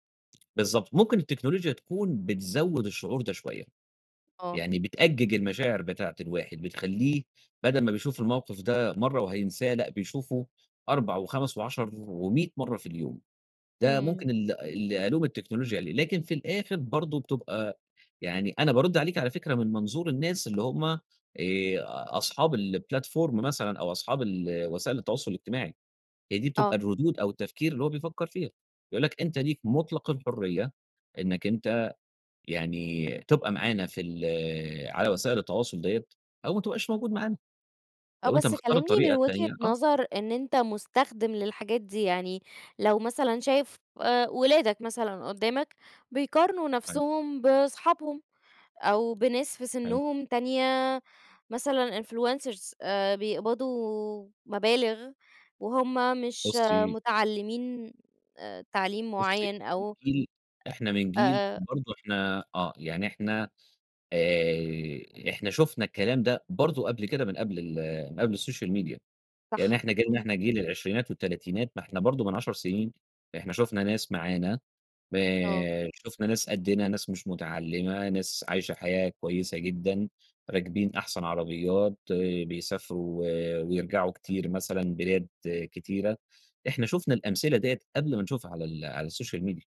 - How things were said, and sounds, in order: tapping; in English: "الplatform"; in English: "influencers"; in English: "السوشيال ميديا"; in English: "السوشيال ميديا"
- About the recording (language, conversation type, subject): Arabic, podcast, إزاي السوشيال ميديا بتأثر على علاقاتنا في الحقيقة؟